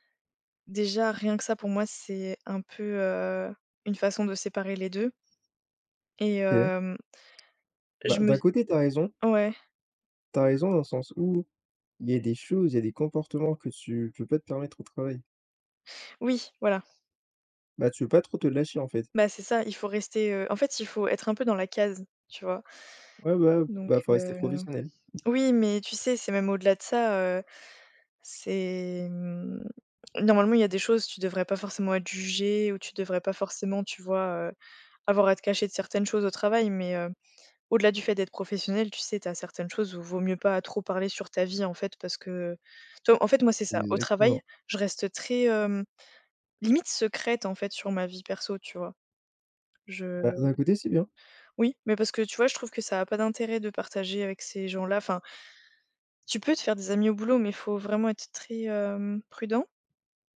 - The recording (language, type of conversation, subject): French, unstructured, Comment trouves-tu l’équilibre entre travail et vie personnelle ?
- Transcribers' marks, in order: tapping